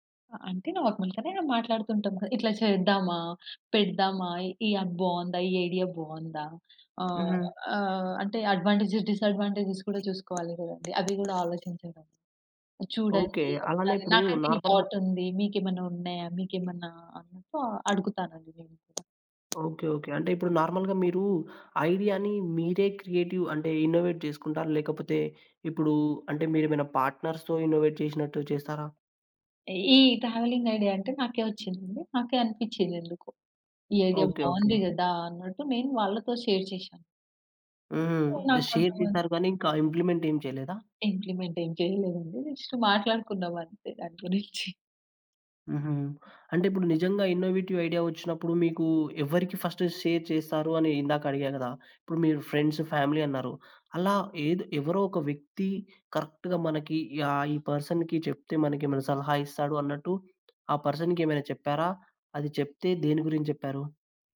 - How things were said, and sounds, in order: in English: "నార్మల్‌గానే"; in English: "యాప్"; in English: "అడ్వాంటేజ్, డిసాడ్వాంటేజేస్"; other background noise; in English: "నార్మల్‌గా"; in English: "థాట్"; in English: "నార్మల్‌గా"; in English: "క్రియేటివ్"; in English: "ఇన్నోవేట్"; in English: "పార్ట్నర్స్‌తో ఇన్నోవేట్"; in English: "ట్రావెలింగ్"; in English: "ఐడియా"; in English: "షేర్"; in English: "షేర్"; in English: "ఇంప్లిమెంట్"; in English: "ఇంప్లిమెంట్"; in English: "జస్ట్"; laughing while speaking: "గురించి"; in English: "ఇన్నోవేటివ్"; in English: "ఫస్ట్ షేర్"; in English: "ఫ్రెండ్స్, ఫ్యామిలీ"; in English: "కరెక్ట్‌గా"; in English: "పర్సన్‌కి"; in English: "పర్సన్‌కి"
- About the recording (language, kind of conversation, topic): Telugu, podcast, మీరు మీ సృజనాత్మక గుర్తింపును ఎక్కువగా ఎవరితో పంచుకుంటారు?